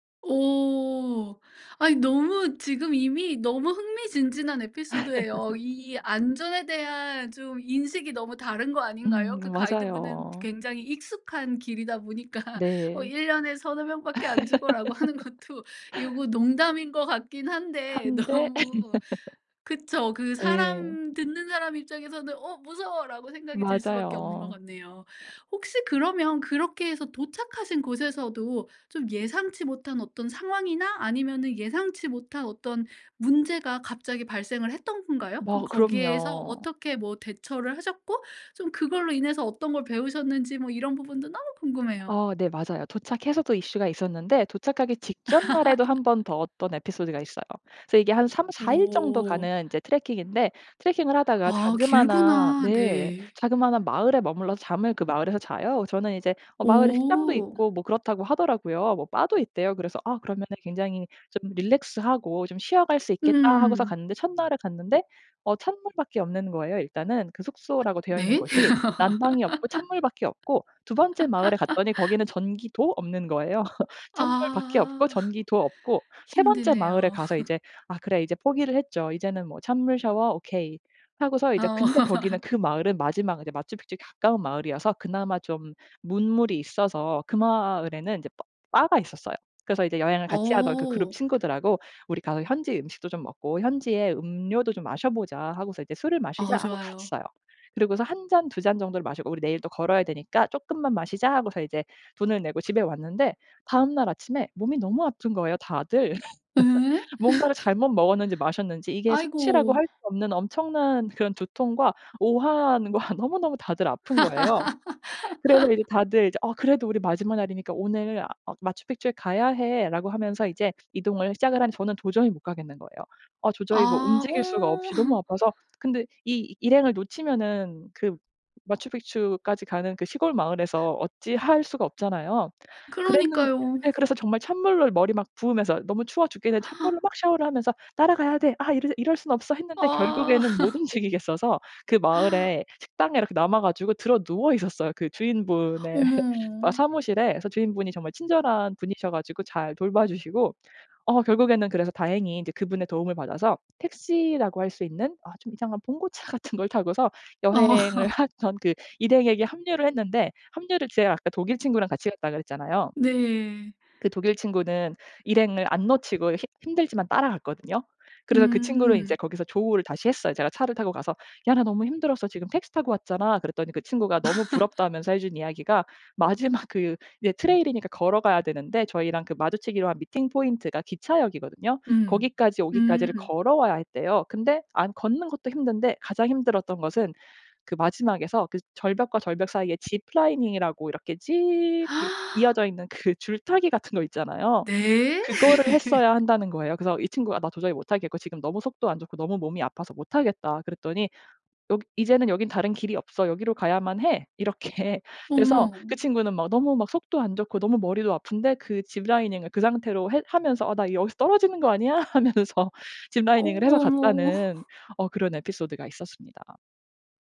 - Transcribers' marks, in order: laugh; laughing while speaking: "보니까"; laugh; laughing while speaking: "하는 것도"; laughing while speaking: "너무"; other background noise; laugh; laugh; in English: "relax"; hiccup; laugh; laugh; laugh; laugh; laugh; laugh; laugh; gasp; laughing while speaking: "움직이겠어서"; laugh; gasp; laugh; laugh; laugh; in English: "trail"; in English: "meeting point"; in English: "ziplining"; gasp; laugh; laughing while speaking: "이렇게"; in English: "ziplining을"; laughing while speaking: "하면서"; in English: "ziplining을"; laugh
- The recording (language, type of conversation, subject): Korean, podcast, 가장 기억에 남는 여행 이야기를 들려줄래요?